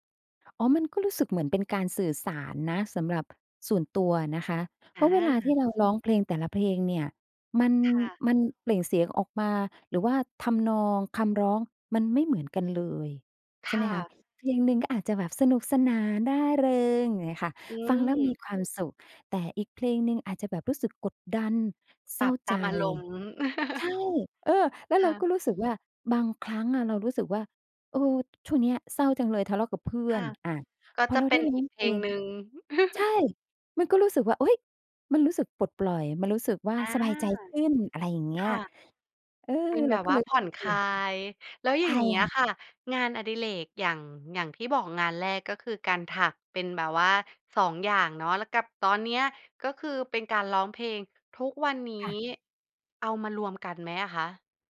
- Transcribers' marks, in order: other background noise; chuckle; tapping; chuckle
- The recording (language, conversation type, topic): Thai, podcast, งานอดิเรกที่คุณหลงใหลมากที่สุดคืออะไร และเล่าให้ฟังหน่อยได้ไหม?